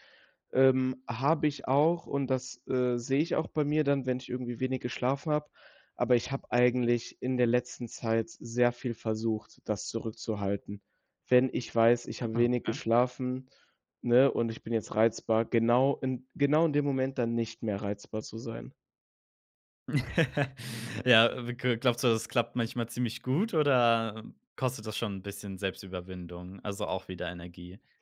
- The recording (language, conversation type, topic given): German, podcast, Welche Rolle spielt Schlaf für dein Wohlbefinden?
- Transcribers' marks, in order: chuckle